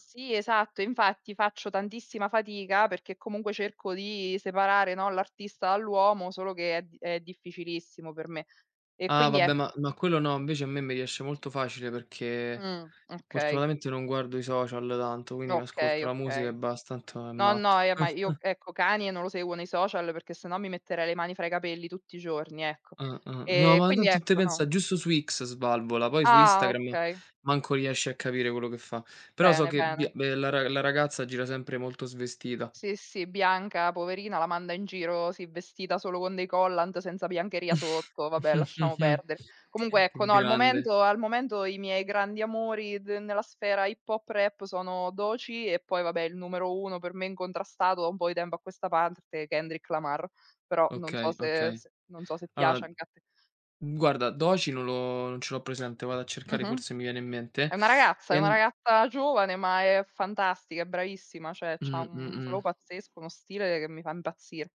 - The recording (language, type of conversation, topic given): Italian, unstructured, Che tipo di musica ti fa sentire felice?
- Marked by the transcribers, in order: chuckle; chuckle; "Allora" said as "Aloa"; tapping; "cioè" said as "ceh"